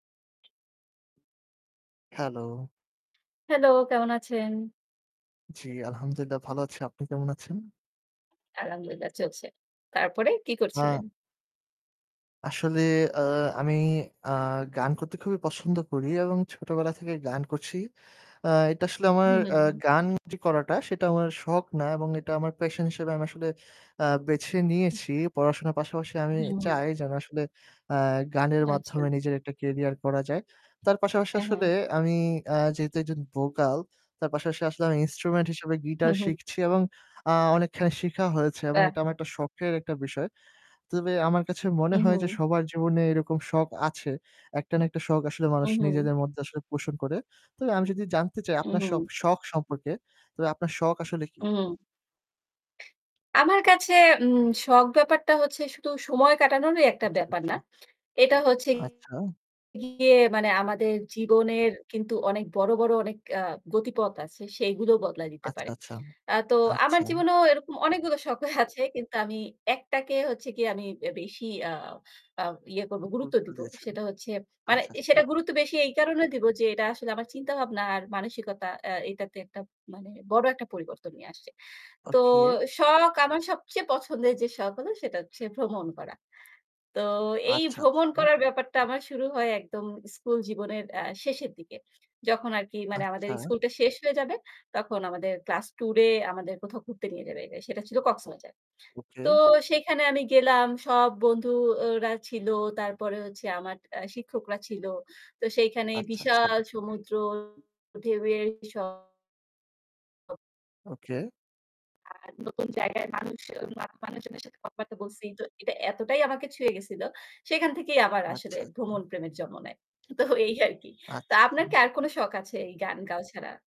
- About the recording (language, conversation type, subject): Bengali, unstructured, কোন শখ আপনার জীবনে সবচেয়ে বেশি পরিবর্তন এনেছে?
- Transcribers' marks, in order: static; distorted speech; laughing while speaking: "শখ আছে"; horn; laughing while speaking: "তো এই আর কি!"